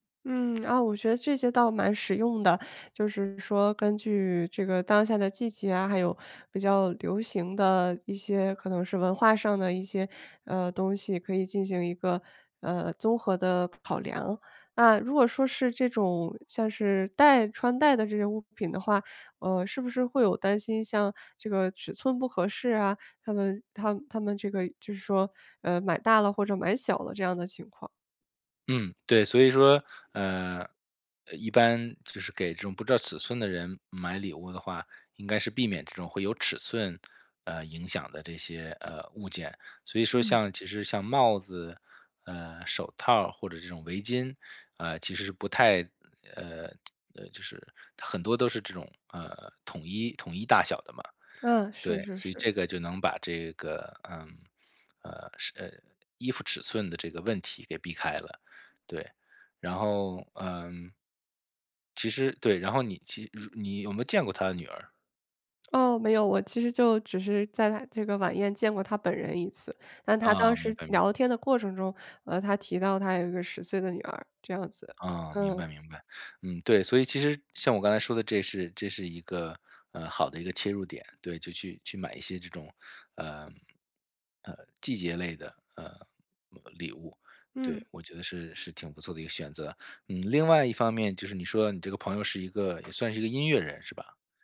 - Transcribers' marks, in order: tapping
- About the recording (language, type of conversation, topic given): Chinese, advice, 我该如何为别人挑选合适的礼物？